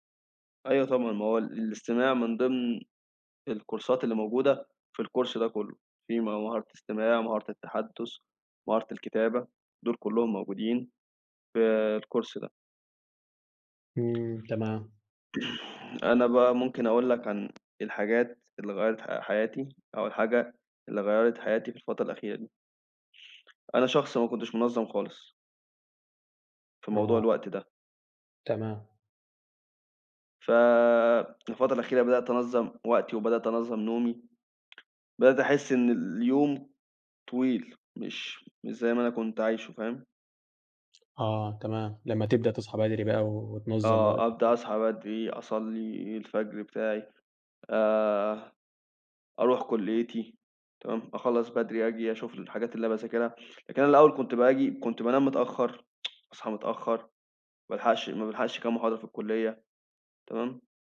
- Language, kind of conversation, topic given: Arabic, unstructured, إيه هي العادة الصغيرة اللي غيّرت حياتك؟
- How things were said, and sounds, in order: in English: "الكورسات"; tapping; in English: "الcourse"; in English: "الcourse"; chuckle; tsk